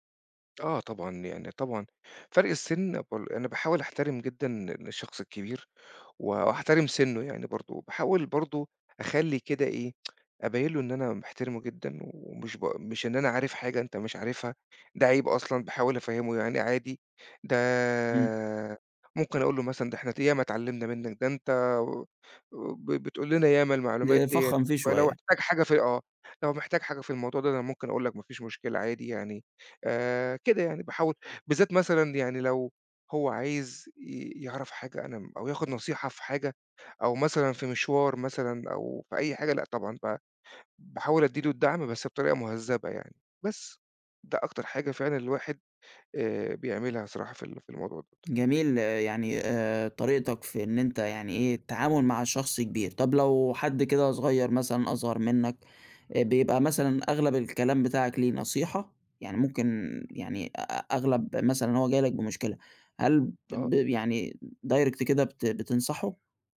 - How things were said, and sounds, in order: tsk; tapping; in English: "direct"
- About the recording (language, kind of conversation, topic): Arabic, podcast, إزاي تعرف الفرق بين اللي طالب نصيحة واللي عايزك بس تسمع له؟